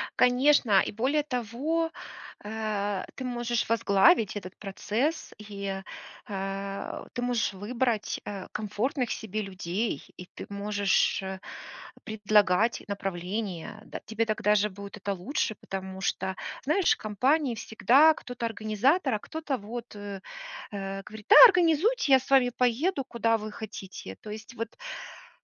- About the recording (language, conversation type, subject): Russian, advice, Как справиться с чувством утраты прежней свободы после рождения ребёнка или с возрастом?
- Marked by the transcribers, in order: tapping